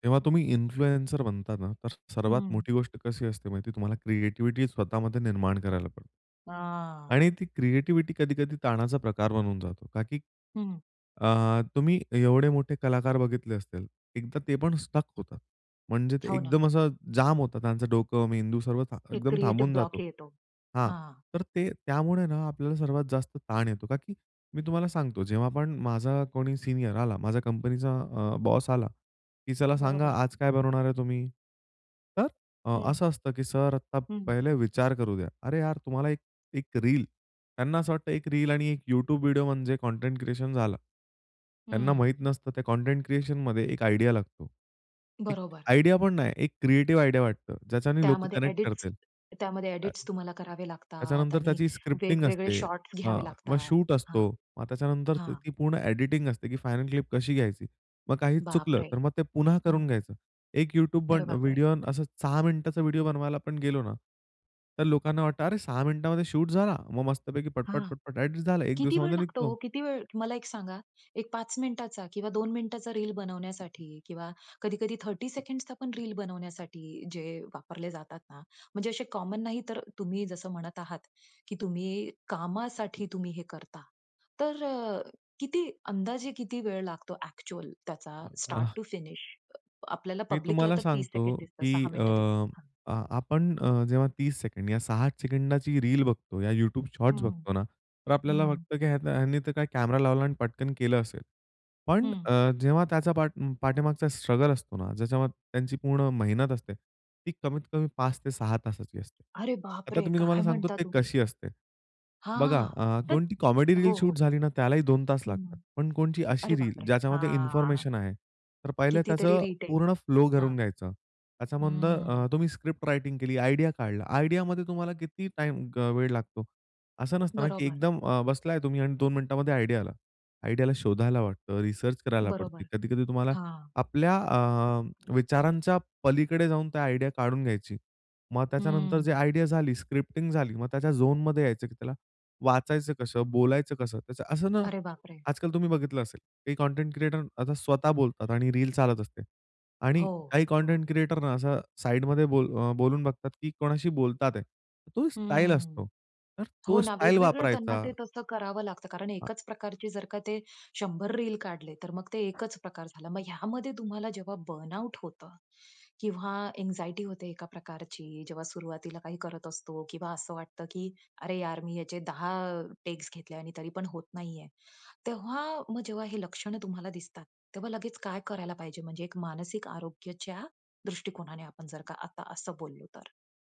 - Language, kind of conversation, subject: Marathi, podcast, कंटेंट निर्माते म्हणून काम करणाऱ्या व्यक्तीने मानसिक आरोग्याची काळजी घेण्यासाठी काय करावे?
- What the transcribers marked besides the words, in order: in English: "इन्फ्लुएन्सर"; other noise; drawn out: "हां"; in English: "स्टक"; tapping; in English: "आयडिया"; in English: "आयडिया"; in English: "आयडिया"; in English: "कनेक्ट"; unintelligible speech; in English: "स्क्रिप्टिंग"; in English: "क्लिप"; anticipating: "किती वेळ लागतो हो?"; in English: "थर्टी"; in English: "कॉमन"; in English: "स्टार्ट टू फिनिश"; in English: "स्ट्रगल"; surprised: "अरे बापरे! काय म्हणता तुम्ही?"; drawn out: "हां"; in English: "रिटेक"; in English: "स्क्रिप्ट रायटिंग"; drawn out: "हं"; in English: "आयडिया"; in English: "आयडियामध्ये"; in English: "आयडिया"; in English: "आयडियाला"; in English: "आयडिया"; in English: "आयडिया"; in English: "स्क्रिप्टिंग"; in English: "झोनमध्ये"; in English: "बर्नआउट"; in English: "अँक्साइटी"